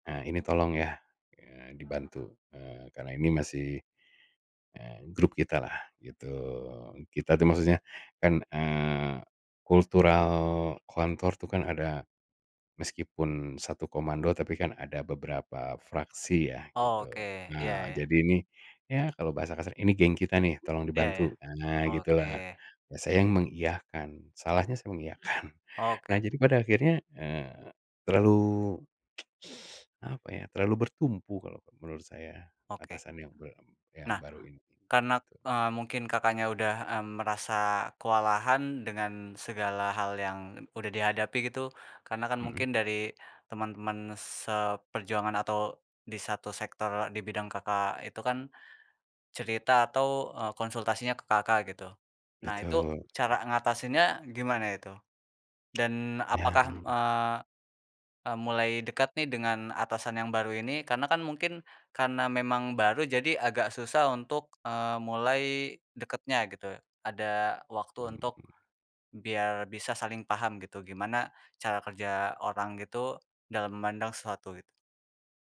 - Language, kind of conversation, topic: Indonesian, podcast, Bagaimana kamu menjaga kesehatan mental saat masalah datang?
- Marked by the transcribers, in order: tapping; other background noise; chuckle; tsk; teeth sucking; tongue click